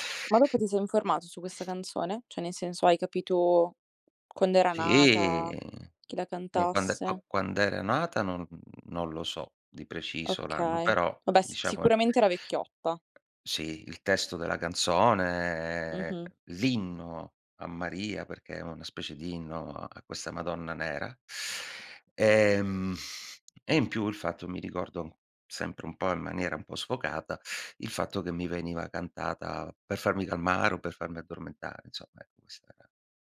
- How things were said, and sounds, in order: tapping; "Cioè" said as "ceh"; drawn out: "Sì"; drawn out: "canzone"; inhale; exhale
- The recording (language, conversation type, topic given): Italian, podcast, Qual è la canzone che ti ricorda l’infanzia?